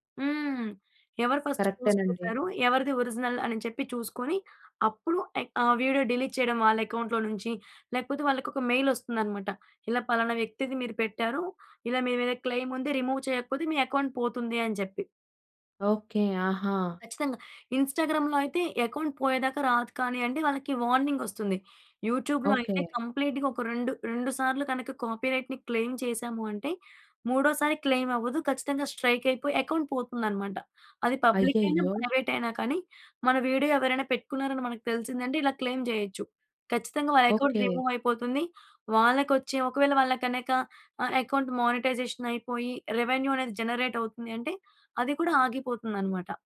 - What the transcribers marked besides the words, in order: in English: "ఫస్ట్ పోస్ట్"; in English: "ఒరిజినల్"; in English: "వీడియో డిలీట్"; in English: "అకౌంట్‌లో"; in English: "మెయిల్"; in English: "క్లెమ్"; in English: "రిమూవ్"; in English: "అకౌంట్"; in English: "ఇన్‌స్టాగ్రామ్‍లో"; in English: "అకౌంట్"; in English: "వార్నింగ్"; in English: "యూట్యూబ్‍లో"; in English: "కంప్లీట్‌గా"; in English: "కాపీరైట్‍ని క్లెయిమ్"; in English: "క్లెయిమ్"; in English: "స్ట్రైక్"; in English: "అకౌంట్"; in English: "పబ్లిక్"; in English: "ప్రైవేట్"; in English: "వీడియో"; in English: "క్లెయిమ్"; in English: "అకౌంట్ రిమూవ్"; in English: "అకౌంట్ మానిటైజేషన్"; in English: "రెవెన్యూ"; in English: "జనరేట్"
- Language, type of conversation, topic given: Telugu, podcast, పబ్లిక్ లేదా ప్రైవేట్ ఖాతా ఎంచుకునే నిర్ణయాన్ని మీరు ఎలా తీసుకుంటారు?